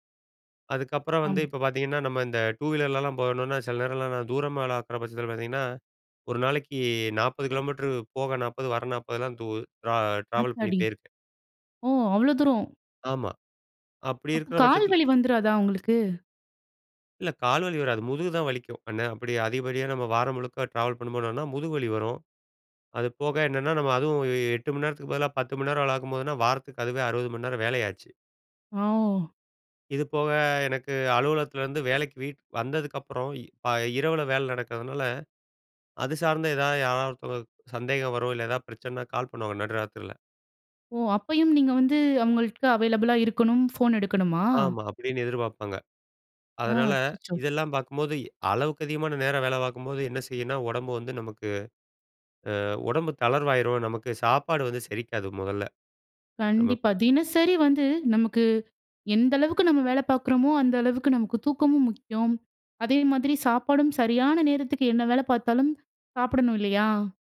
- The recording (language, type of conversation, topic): Tamil, podcast, உடல் உங்களுக்கு ஓய்வு சொல்லும்போது நீங்கள் அதை எப்படி கேட்கிறீர்கள்?
- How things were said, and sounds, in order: in English: "அவைலபுளா"